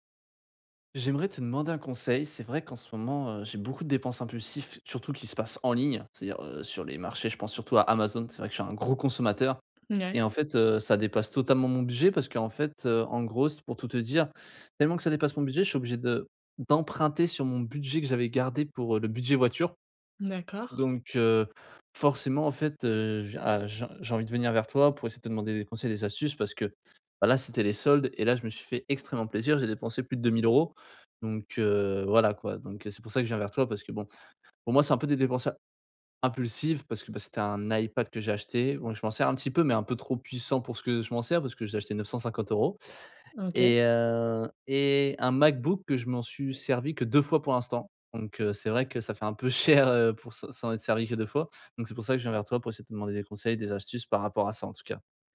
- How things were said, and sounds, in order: tapping; stressed: "cher"
- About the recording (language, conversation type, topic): French, advice, Comment éviter les achats impulsifs en ligne qui dépassent mon budget ?